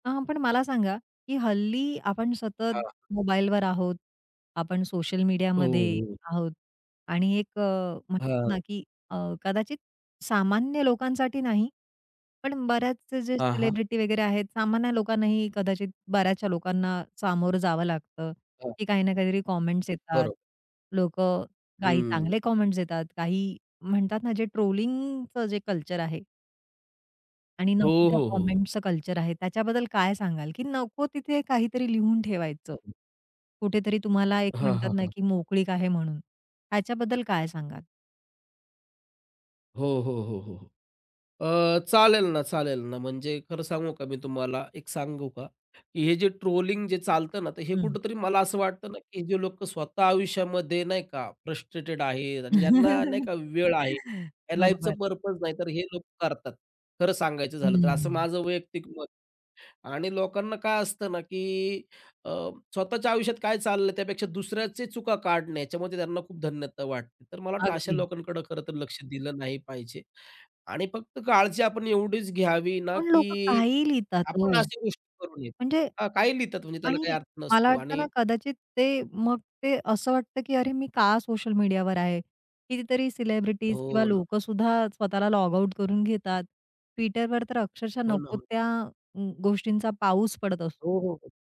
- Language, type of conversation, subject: Marathi, podcast, परस्पर आदर टिकवण्यासाठी आपण रोज काय करू शकतो?
- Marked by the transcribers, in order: other background noise; in English: "कमेंट्स"; in English: "कमेंट्स"; tapping; in English: "कमेंट्सचं"; chuckle; in English: "लाईफच पर्पज"